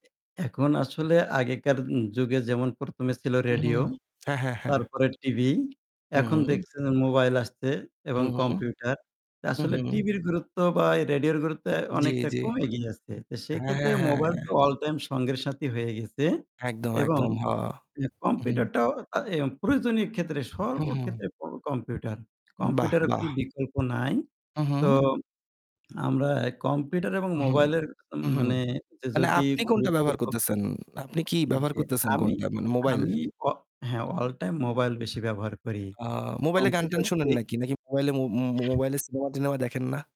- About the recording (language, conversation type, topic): Bengali, unstructured, তোমার জীবনে প্রযুক্তি কীভাবে আনন্দ এনে দিয়েছে?
- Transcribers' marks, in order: static; tapping